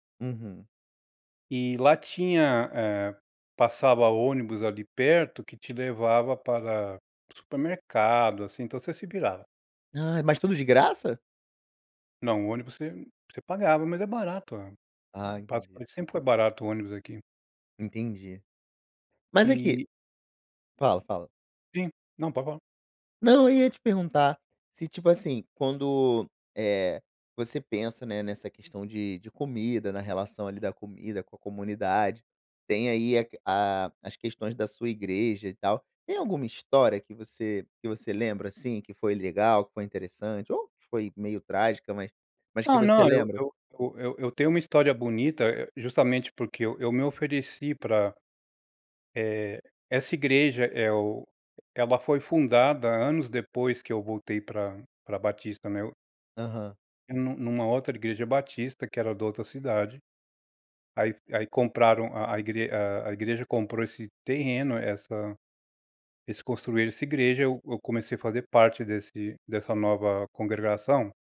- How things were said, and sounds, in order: none
- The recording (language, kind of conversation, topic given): Portuguese, podcast, Como a comida une as pessoas na sua comunidade?